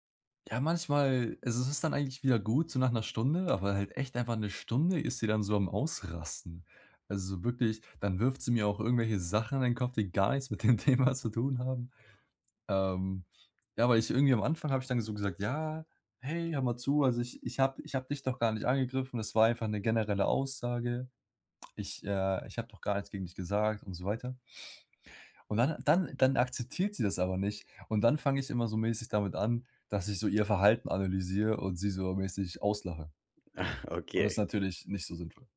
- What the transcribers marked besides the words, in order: laughing while speaking: "dem Thema"; chuckle
- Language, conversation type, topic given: German, advice, Wie kann ich während eines Streits in meiner Beziehung gesunde Grenzen setzen und dabei respektvoll bleiben?